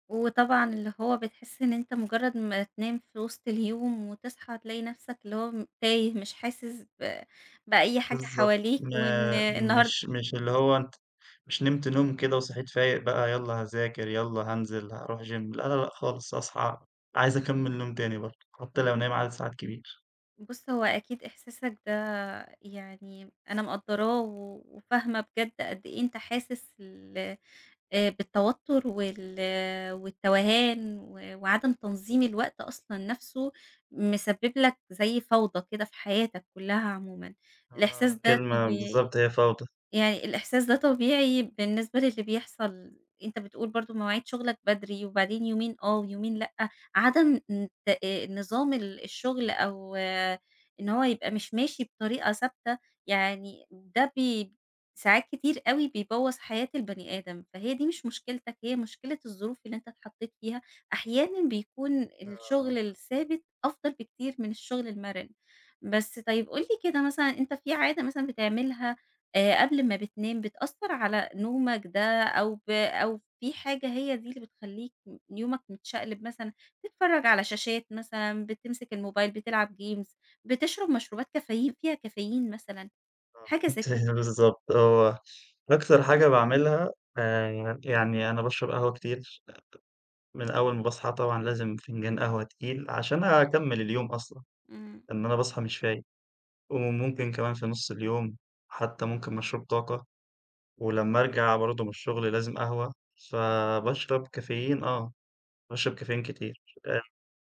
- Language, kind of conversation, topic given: Arabic, advice, إزاي جدول نومك المتقلب بيأثر على نشاطك وتركيزك كل يوم؟
- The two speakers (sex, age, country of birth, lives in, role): female, 30-34, Egypt, Egypt, advisor; male, 20-24, Egypt, Egypt, user
- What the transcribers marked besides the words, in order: other background noise; in English: "Games"; laughing while speaking: "أنتِ بالضبط"; unintelligible speech